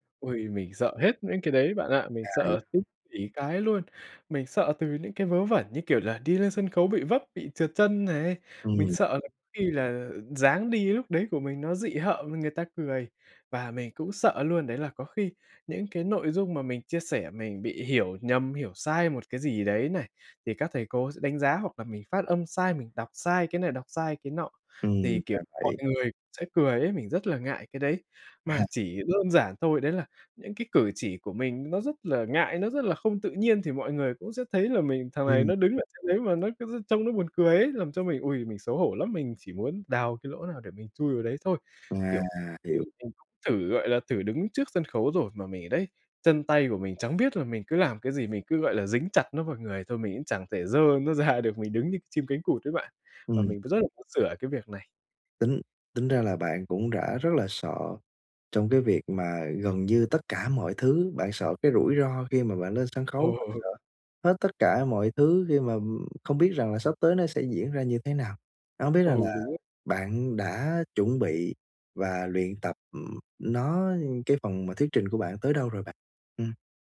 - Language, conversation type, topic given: Vietnamese, advice, Làm sao để bớt lo lắng khi phải nói trước một nhóm người?
- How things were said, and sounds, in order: laughing while speaking: "À"; other noise; horn; tapping; laughing while speaking: "ra"; laughing while speaking: "Ờ"